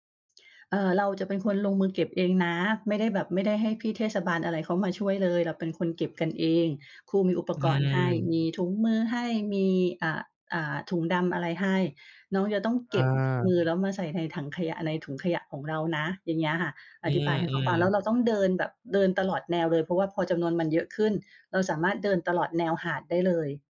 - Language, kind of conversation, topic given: Thai, podcast, คุณเคยเข้าร่วมกิจกรรมเก็บขยะหรือกิจกรรมอนุรักษ์สิ่งแวดล้อมไหม และช่วยเล่าให้ฟังได้ไหม?
- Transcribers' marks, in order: none